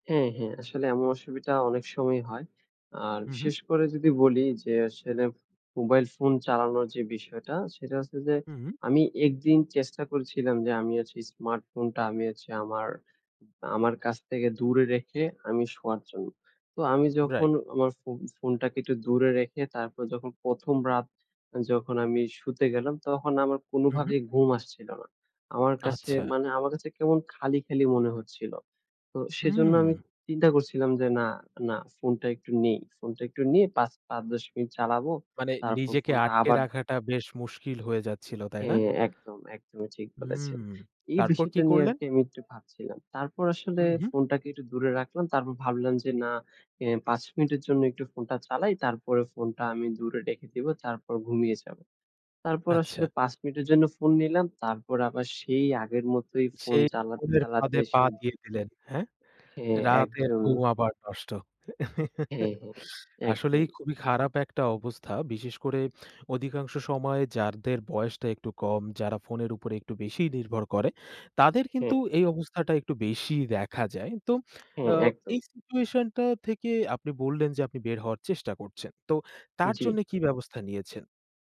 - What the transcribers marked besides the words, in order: chuckle; "যাদের" said as "যারদের"; in English: "situation"
- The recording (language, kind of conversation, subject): Bengali, podcast, রাতে ফোন না দেখে ঘুমাতে যাওয়ার জন্য তুমি কী কৌশল ব্যবহার করো?